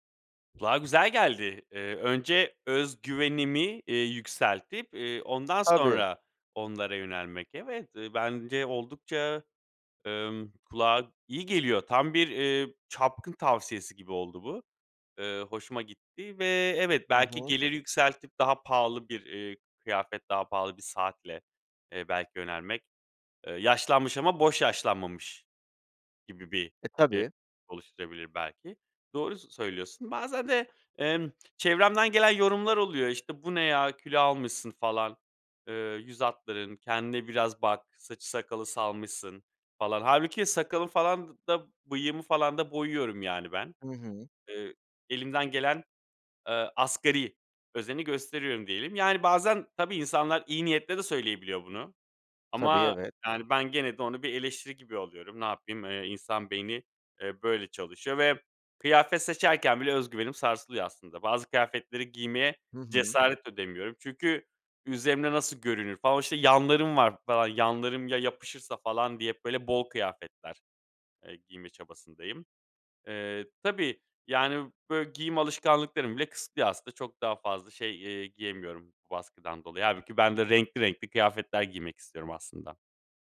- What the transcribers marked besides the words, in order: stressed: "öz güvenimi"; unintelligible speech
- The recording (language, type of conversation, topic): Turkish, advice, Dış görünüşün ve beden imajınla ilgili hissettiğin baskı hakkında neler hissediyorsun?